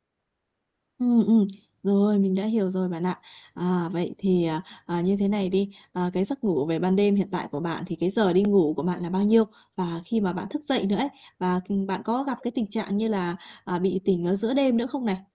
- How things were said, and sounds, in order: static; unintelligible speech; distorted speech; unintelligible speech; unintelligible speech
- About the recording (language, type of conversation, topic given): Vietnamese, advice, Ngủ trưa quá nhiều ảnh hưởng đến giấc ngủ ban đêm của bạn như thế nào?